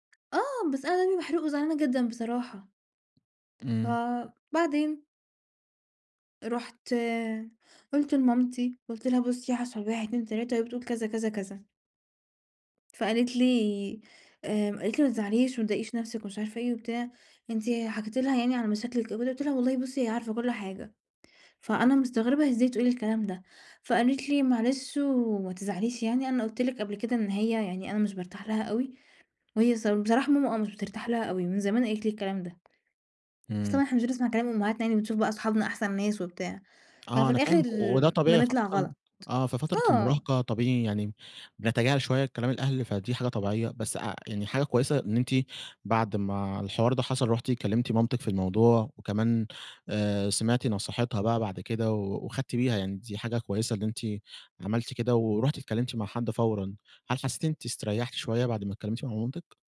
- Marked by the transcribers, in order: tapping; unintelligible speech
- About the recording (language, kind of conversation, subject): Arabic, advice, إزاي أتعامل مع خناقة جامدة مع صاحبي المقرّب؟